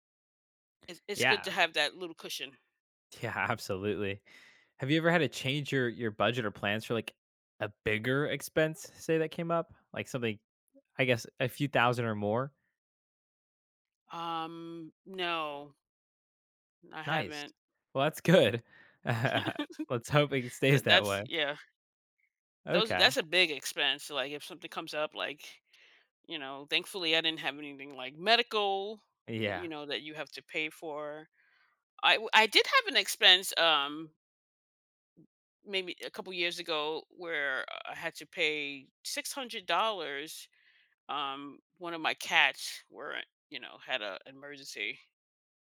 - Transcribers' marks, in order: laughing while speaking: "Yeah"; laughing while speaking: "good"; chuckle
- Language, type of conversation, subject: English, unstructured, What strategies help you manage surprise expenses in your budget?
- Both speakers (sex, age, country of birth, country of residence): female, 50-54, United States, United States; male, 18-19, United States, United States